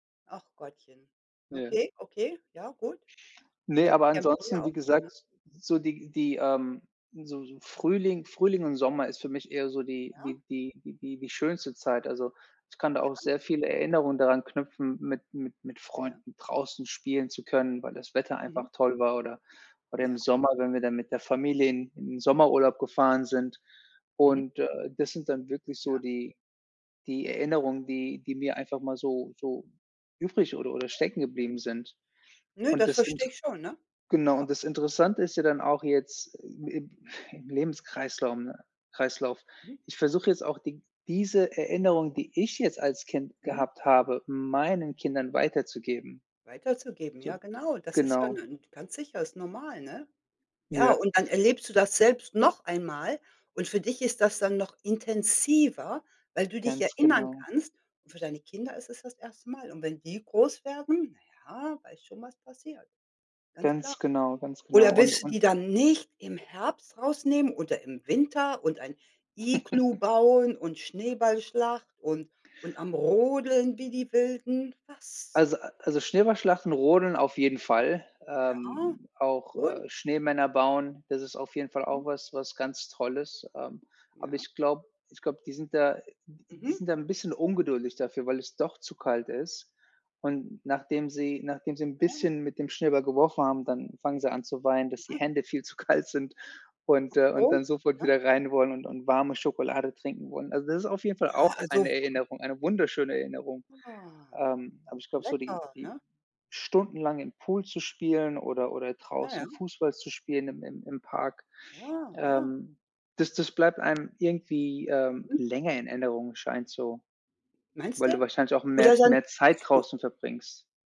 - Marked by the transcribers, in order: snort; stressed: "ich"; stressed: "meinen"; other background noise; stressed: "noch"; stressed: "intensiver"; chuckle; laughing while speaking: "kalt"
- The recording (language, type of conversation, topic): German, unstructured, Welche Jahreszeit magst du am liebsten und warum?